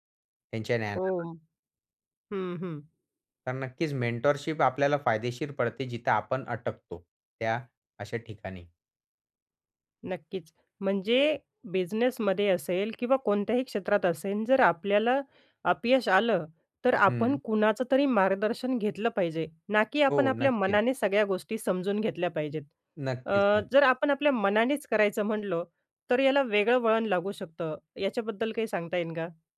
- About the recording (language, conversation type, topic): Marathi, podcast, नवीन क्षेत्रात उतरताना ज्ञान कसं मिळवलंत?
- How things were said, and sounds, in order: unintelligible speech; in English: "मेंटॉरशिप"; other background noise